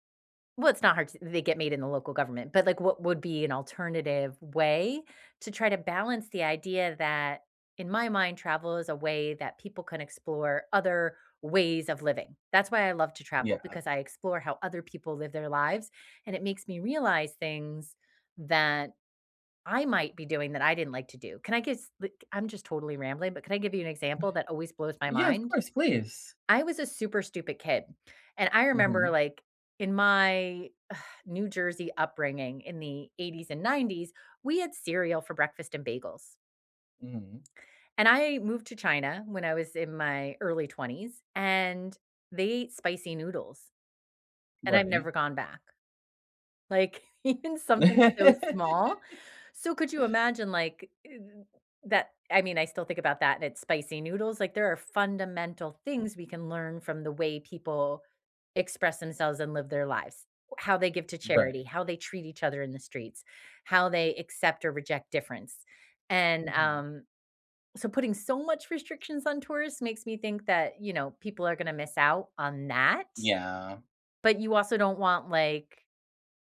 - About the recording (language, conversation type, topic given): English, unstructured, Should locals have the final say over what tourists can and cannot do?
- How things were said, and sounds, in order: sigh; laughing while speaking: "Like"; laugh